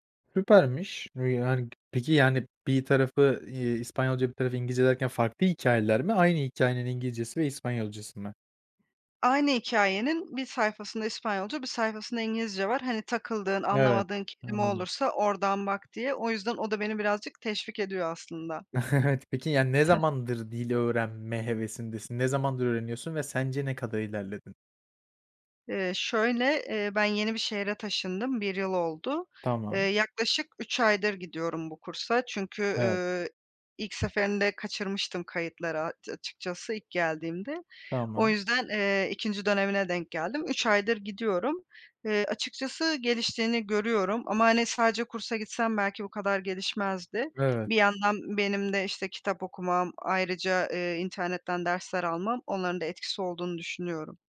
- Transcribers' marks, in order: laughing while speaking: "Evet"; tapping; chuckle
- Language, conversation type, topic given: Turkish, podcast, Hobiler günlük stresi nasıl azaltır?